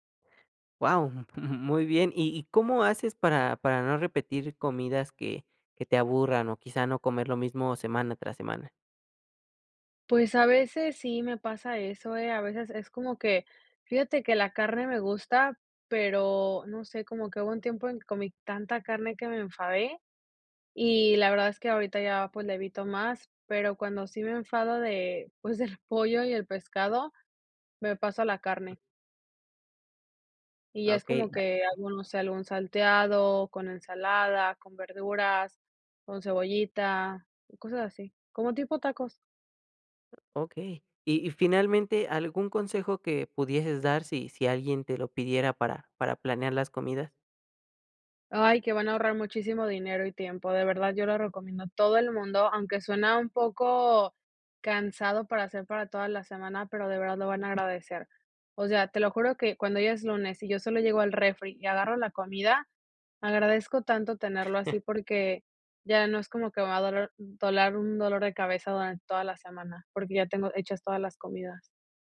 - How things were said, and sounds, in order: laughing while speaking: "pues"; chuckle; "dolor" said as "dolar"
- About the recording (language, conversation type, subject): Spanish, podcast, ¿Cómo planificas las comidas de la semana sin volverte loco?